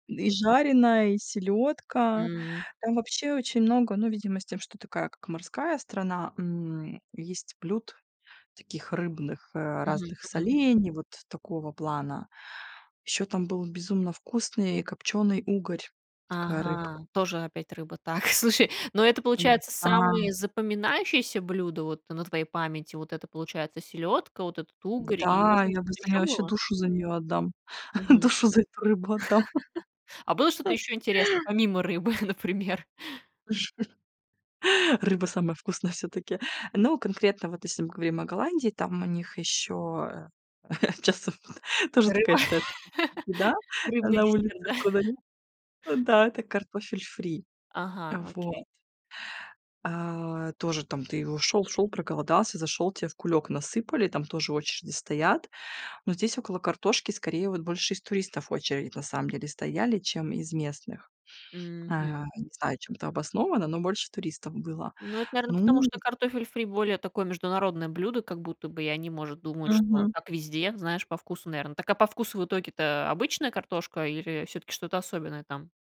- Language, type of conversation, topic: Russian, podcast, Где в поездках ты находил лучшие блюда уличной кухни?
- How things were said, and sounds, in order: tapping; laughing while speaking: "слушай"; other background noise; laugh; laughing while speaking: "Душу за эту рыбу отдам"; laugh; laughing while speaking: "рыбы, например?"; laugh; laugh; laugh